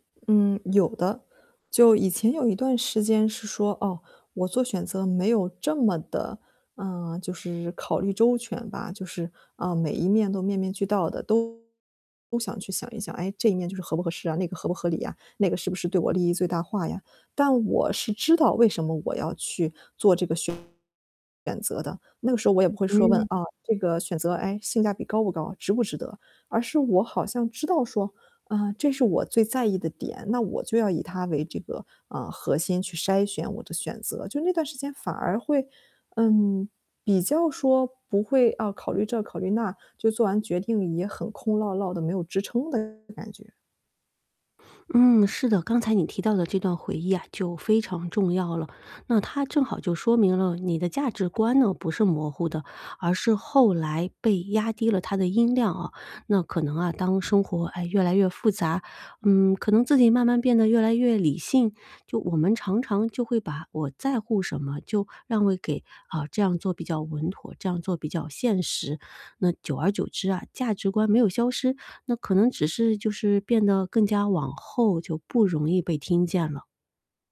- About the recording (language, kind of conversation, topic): Chinese, advice, 我該怎麼做才能更清楚自己的價值觀和信念？
- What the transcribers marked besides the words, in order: distorted speech